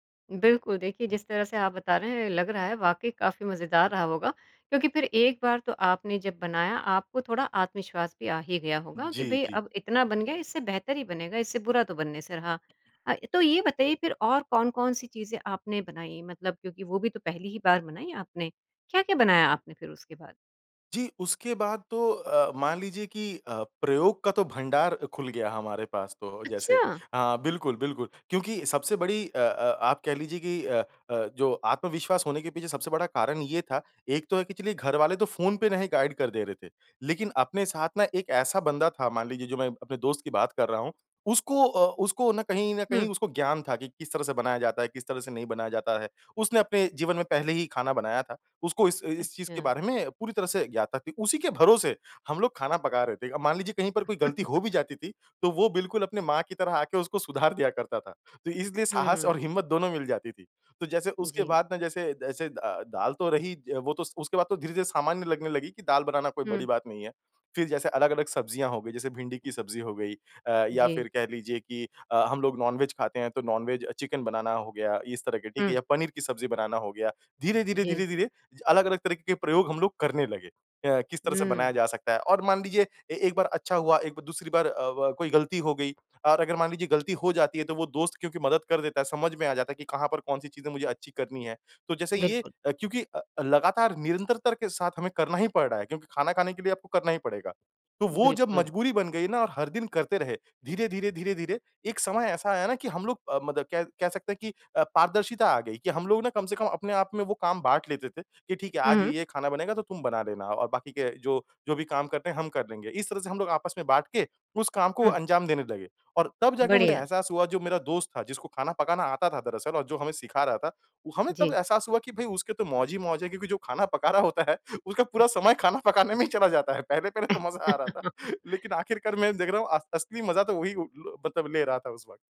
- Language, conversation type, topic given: Hindi, podcast, खाना बनाना सीखने का तुम्हारा पहला अनुभव कैसा रहा?
- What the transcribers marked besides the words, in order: surprised: "अच्छा!"; chuckle; laughing while speaking: "रहा होता है उसका पूरा … था उस वक़्त"; chuckle; laugh